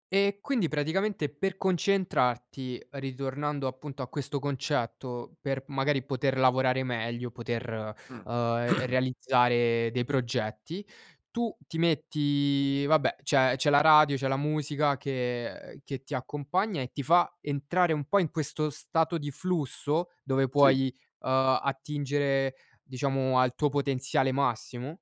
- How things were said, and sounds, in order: throat clearing
- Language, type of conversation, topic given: Italian, podcast, Preferisci la musica o il silenzio per concentrarti meglio?
- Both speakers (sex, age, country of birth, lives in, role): male, 20-24, Romania, Romania, host; male, 60-64, Italy, Italy, guest